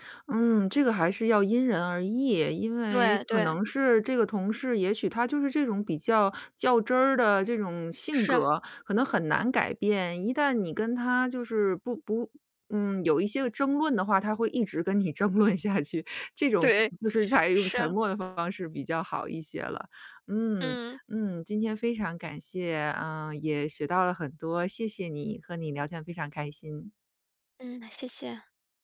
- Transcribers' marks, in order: other background noise; laughing while speaking: "跟你争论下去"
- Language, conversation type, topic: Chinese, podcast, 沉默在交流中起什么作用？
- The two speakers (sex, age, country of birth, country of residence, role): female, 35-39, China, United States, guest; female, 40-44, China, United States, host